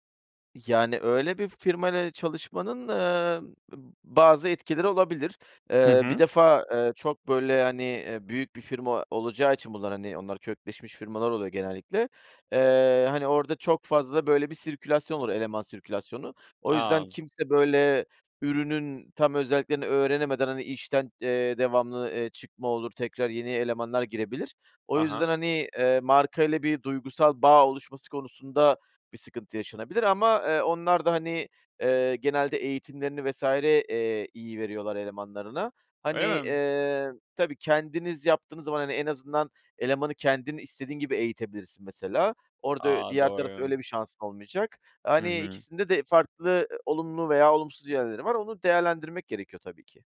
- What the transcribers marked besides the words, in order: tapping
- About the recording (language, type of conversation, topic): Turkish, advice, Müşteri şikayetleriyle başa çıkmakta zorlanıp moralim bozulduğunda ne yapabilirim?